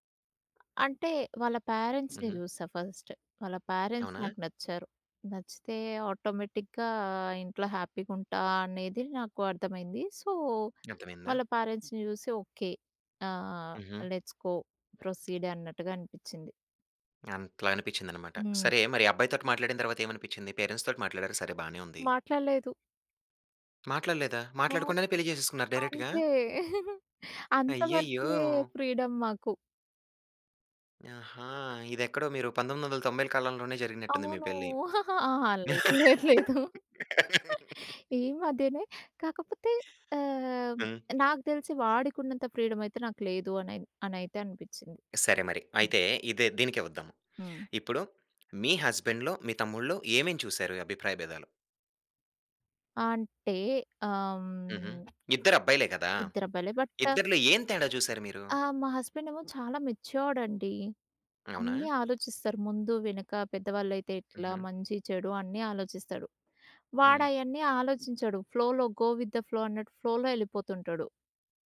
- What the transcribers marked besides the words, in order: in English: "పేరెంట్స్‌ని"; in English: "ఫస్ట్"; in English: "పేరెంట్స్"; in English: "ఆటోమేటిక్‌గా"; in English: "హ్యాపీగుంటా"; in English: "సో"; in English: "పేరెంట్స్‌ని"; in English: "లెట్స్ గో"; in English: "పేరెంట్స్"; in English: "డైరెక్ట్‌గా?"; giggle; in English: "ఫ్రీడం"; giggle; laughing while speaking: "లేదు. లేదు. ఈ మధ్యనే"; laugh; in English: "ఫ్రీడమ్"; tapping; in English: "హస్బాండ్‌లో"; drawn out: "హ్మ్"; other background noise; in English: "హస్బెండ్"; in English: "మెచ్యూర్డ్"; in English: "ఫ్లోలో, గో విత్ ద ఫ్లో"; in English: "ఫ్లోలో"
- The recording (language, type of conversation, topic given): Telugu, podcast, అమ్మాయిలు, అబ్బాయిల పాత్రలపై వివిధ తరాల అభిప్రాయాలు ఎంతవరకు మారాయి?